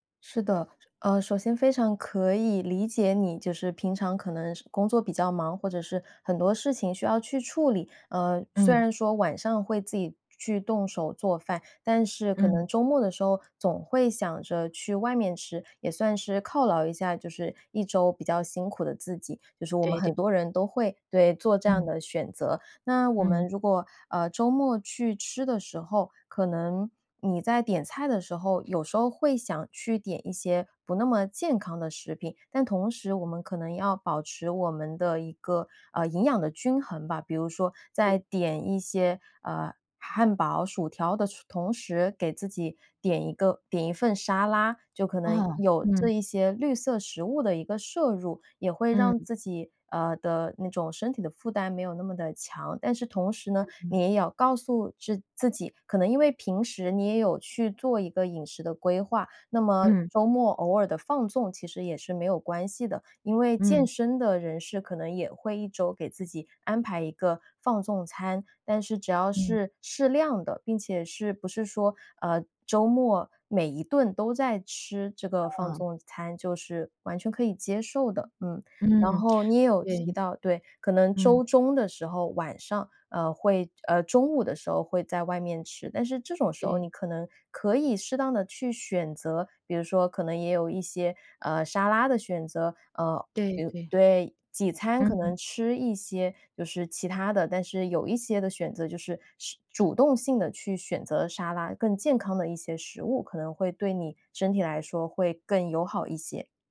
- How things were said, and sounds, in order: other background noise
- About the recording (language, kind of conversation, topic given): Chinese, advice, 如何把健康饮食变成日常习惯？